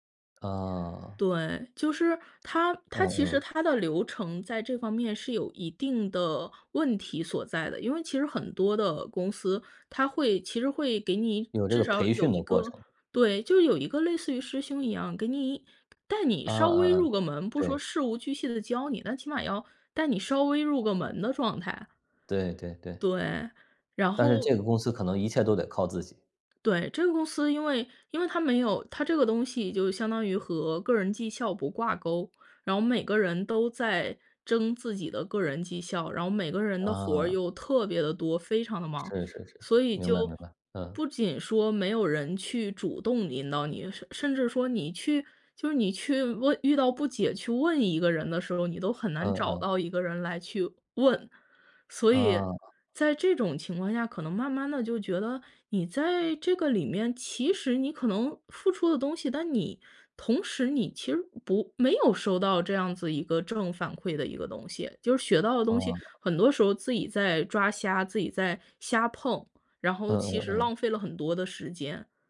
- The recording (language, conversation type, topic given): Chinese, podcast, 你如何判断该坚持还是该放弃呢?
- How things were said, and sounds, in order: none